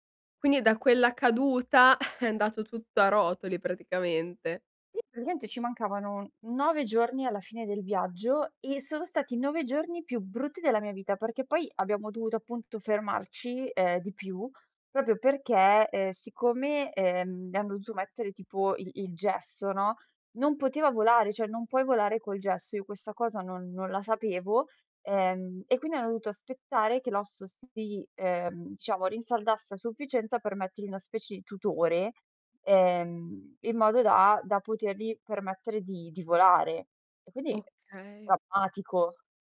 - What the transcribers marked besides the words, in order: chuckle; "proprio" said as "propio"; "dovuto" said as "duto"; "cioè" said as "ceh"; other background noise
- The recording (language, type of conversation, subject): Italian, advice, Cosa posso fare se qualcosa va storto durante le mie vacanze all'estero?